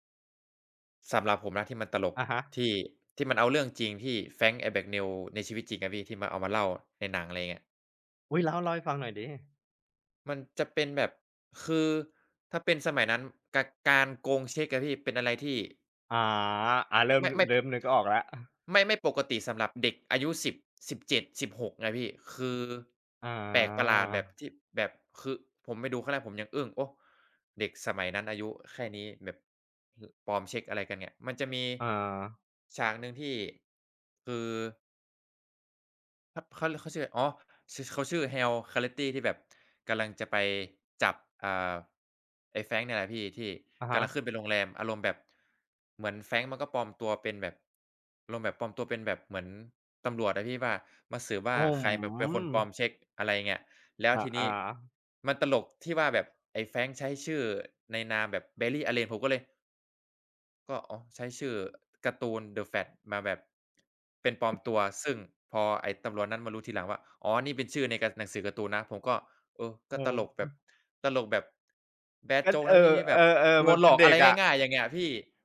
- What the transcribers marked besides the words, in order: tapping; "Carl Hanratty" said as "แฮล คาแรตตี้"; in English: "แบดโจ๊ก"
- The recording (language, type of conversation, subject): Thai, unstructured, หนังเรื่องไหนทำให้คุณหัวเราะมากที่สุด?